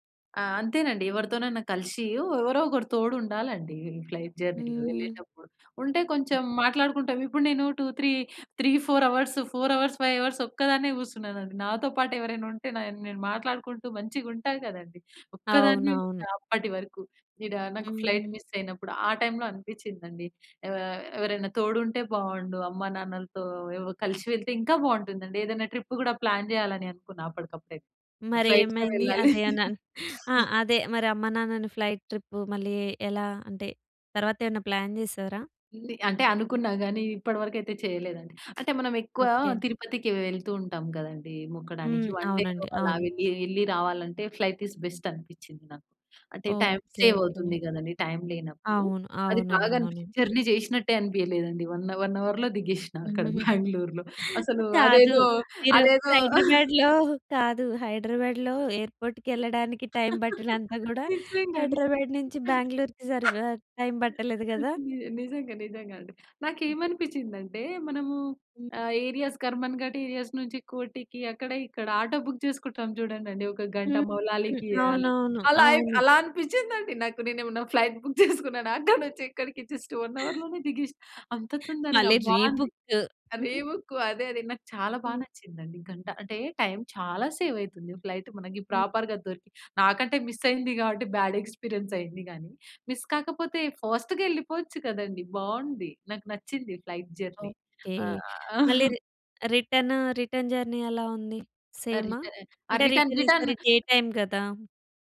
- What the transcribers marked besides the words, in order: in English: "ఫ్లైట్ జర్నీలో"; other background noise; in English: "టూ, త్రీ త్రీ ఫోర్ హవర్స్, ఫోర్ హవర్స్ ఫైవ్ హవర్స్"; in English: "ఫ్లైట్ మిస్"; in English: "ట్రిప్"; in English: "ప్లాన్"; in English: "ఫ్లైట్‌లో"; laugh; in English: "ఫ్లైట్ ట్రిప్"; in English: "ప్లాన్"; in English: "వన్ డేలో"; in English: "ఫ్లైట్ ఈస్ బెస్ట్"; in English: "టైమ్ సేవ్"; in English: "జర్నీ"; in English: "వన్ హవర్ వన్ హవర్‌లో"; laugh; laughing while speaking: "బ్యాంగ్లూర్‌లో"; in English: "ఎయిర్‌పోర్ట్‌కెళ్ళడానికి"; laugh; laughing while speaking: "నిజంగా నిజంగా. ని నిజంగా నిజంగా అండి"; in English: "ఏరియాస్"; in English: "ఏరియాస్"; in English: "బుక్"; laughing while speaking: "నేనేమన్నా ఫ్లైట్ బుక్ చేసుకున్నానా అక్కడ నుంచి ఇక్కడికి జస్ట్ వన్ హవర్‌లోనే దిగేశ్నా"; in English: "ఫ్లైట్ బుక్"; in English: "వన్ హవర్‌లోనే"; in English: "రీబుక్క్"; giggle; other noise; in English: "సేవ్"; in English: "ఫ్లైట్"; in English: "ప్రాపర్‌గా"; in English: "మిస్"; in English: "బ్యాడ్ ఎక్స్‌పీరియన్స్"; in English: "మిస్"; in English: "ఫాస్ట్‌గా"; in English: "ఫ్లైట్ జర్నీ"; in English: "రి రిటర్న్ రిటర్న్ జర్నీ"; chuckle; in English: "రిటర్న్"; in English: "రిటర్న్ రిటర్న్"; in English: "డే టైమ్"
- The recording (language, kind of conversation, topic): Telugu, podcast, ఫ్లైట్ మిస్ అయినప్పుడు ఏం జరిగింది?